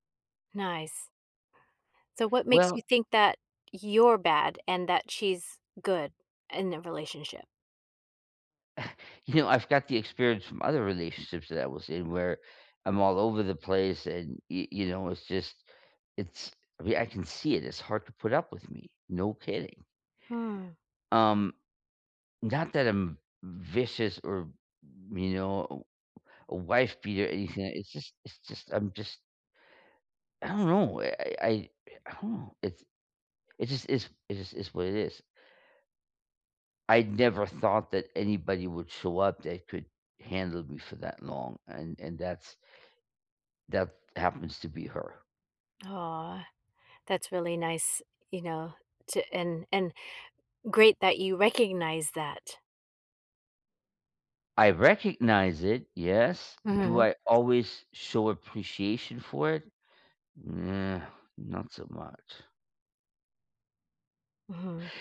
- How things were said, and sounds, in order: scoff; tapping; grunt
- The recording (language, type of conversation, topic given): English, unstructured, What makes a relationship healthy?